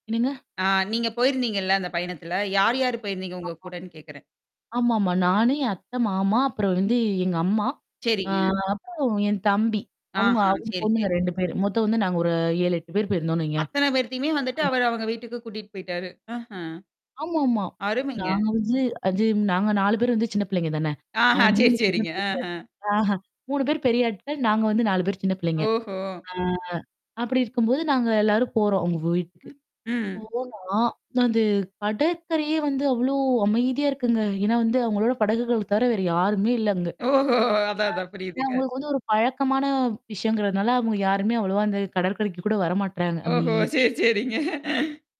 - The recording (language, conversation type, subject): Tamil, podcast, ஒரு இடத்தின் உணவு, மக்கள், கலாச்சாரம் ஆகியவை உங்களை எப்படி ஈர்த்தன?
- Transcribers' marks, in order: distorted speech; static; other background noise; laughing while speaking: "ஆஹா சரி, சரிங்க. ஆஹ"; unintelligible speech; tapping; other noise; grunt; laughing while speaking: "ஓஹோ! சரி, சரிங்க"